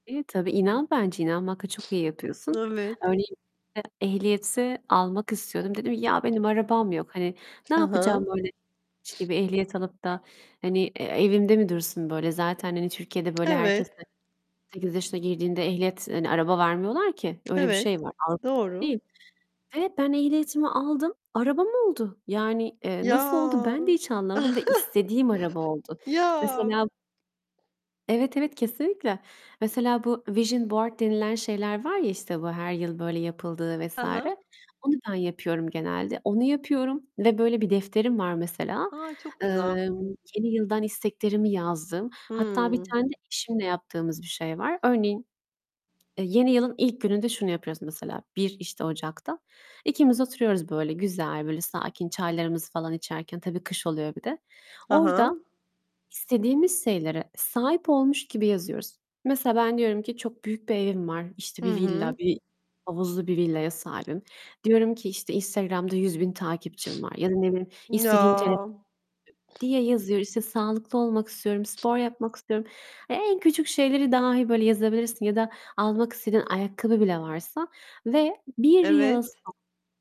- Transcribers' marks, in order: distorted speech; other background noise; tapping; static; unintelligible speech; sniff; chuckle; in English: "vision board"; sniff; unintelligible speech
- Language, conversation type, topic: Turkish, unstructured, Bir ilişkide iletişim neden önemlidir?